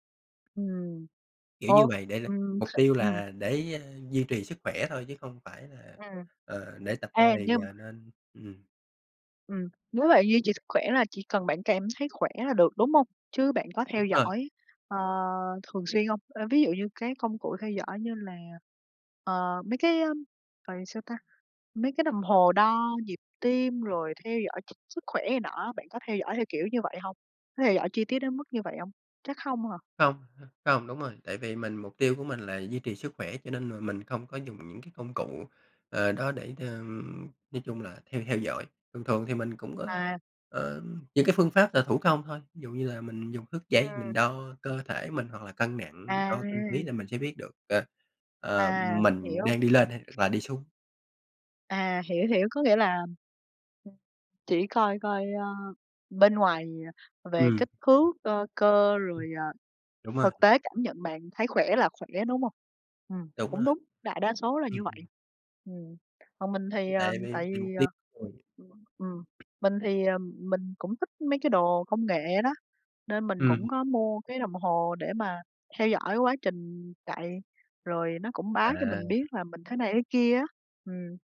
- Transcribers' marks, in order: other background noise; in English: "body"; tapping
- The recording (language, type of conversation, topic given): Vietnamese, unstructured, Bạn có thể chia sẻ cách bạn duy trì động lực khi tập luyện không?